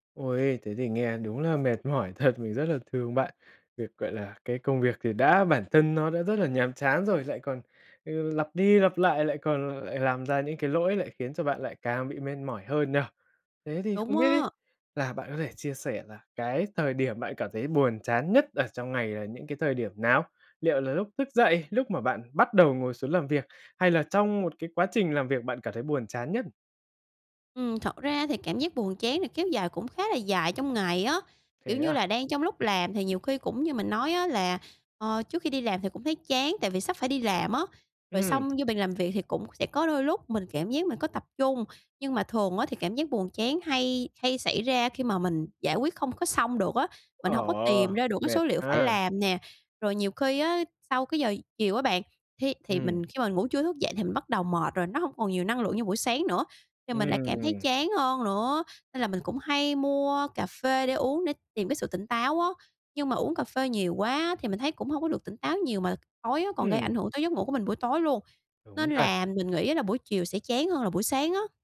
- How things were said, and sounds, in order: tapping; laughing while speaking: "thật"
- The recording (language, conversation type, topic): Vietnamese, advice, Làm sao để chấp nhận cảm giác buồn chán trước khi bắt đầu làm việc?